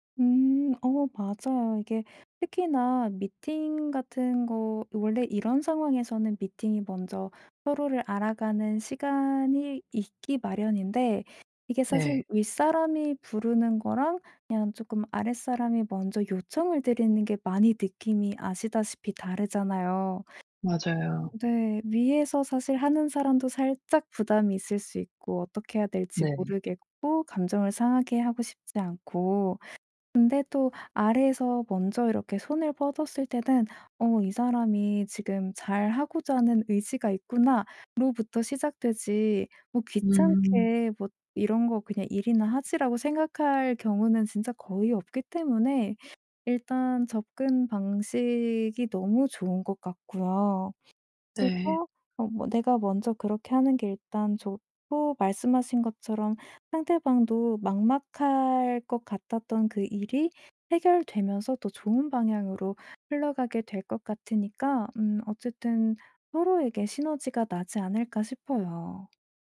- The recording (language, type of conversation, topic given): Korean, advice, 멘토에게 부담을 주지 않으면서 효과적으로 도움을 요청하려면 어떻게 해야 하나요?
- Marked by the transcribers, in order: other background noise